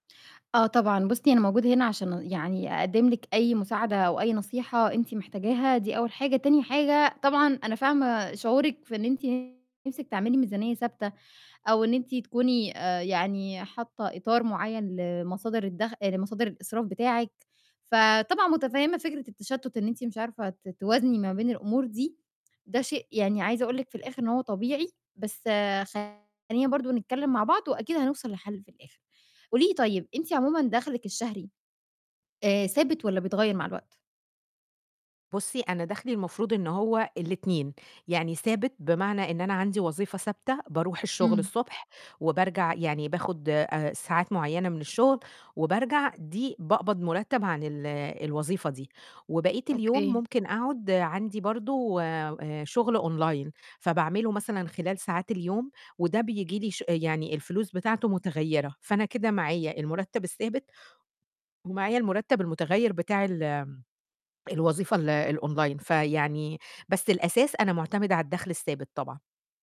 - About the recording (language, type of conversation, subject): Arabic, advice, إزاي أقدر أعرف فلوسي الشهرية بتروح فين؟
- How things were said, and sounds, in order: distorted speech; in English: "أونلاين"; in English: "الأونلاين"